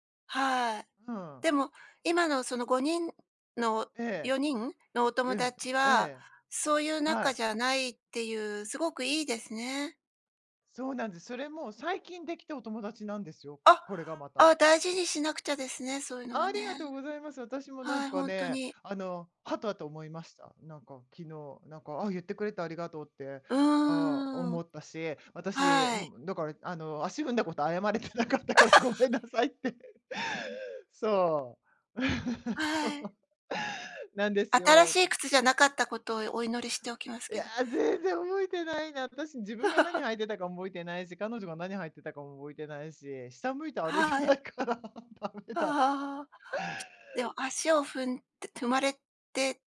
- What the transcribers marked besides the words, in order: other background noise; laughing while speaking: "謝れてなかったからごめんなさいって"; laugh; chuckle; laughing while speaking: "そう"; tapping; laugh; laughing while speaking: "歩いてないから駄目だ"
- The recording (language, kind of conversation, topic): Japanese, unstructured, あなたの価値観を最も大きく変えた出来事は何でしたか？